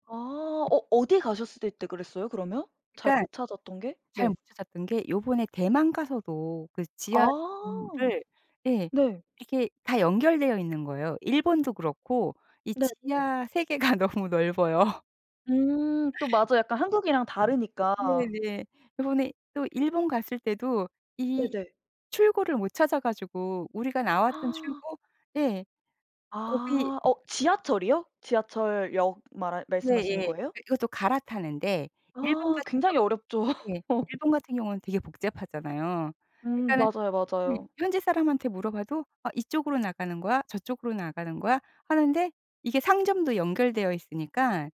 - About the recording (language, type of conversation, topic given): Korean, podcast, 여행 중 길을 잃었던 순간 중 가장 기억에 남는 때는 언제였나요?
- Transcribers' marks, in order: tapping; other background noise; laughing while speaking: "세계가 너무 넓어요"; gasp